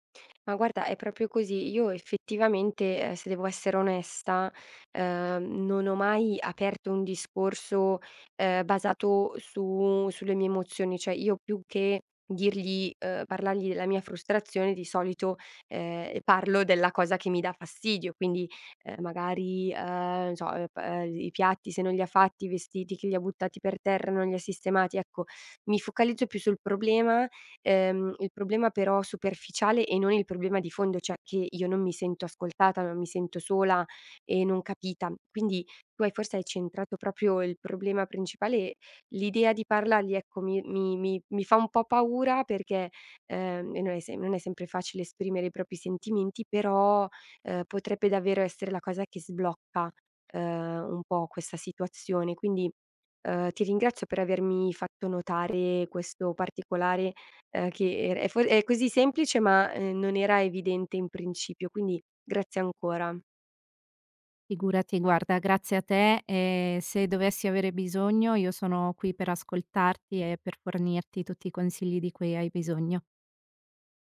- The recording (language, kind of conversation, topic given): Italian, advice, Perché io e il mio partner finiamo per litigare sempre per gli stessi motivi e come possiamo interrompere questo schema?
- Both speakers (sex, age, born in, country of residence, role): female, 30-34, Italy, Italy, advisor; female, 30-34, Italy, Italy, user
- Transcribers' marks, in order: "proprio" said as "propio"; "cioè" said as "ceh"; "proprio" said as "propio"; "propri" said as "propi"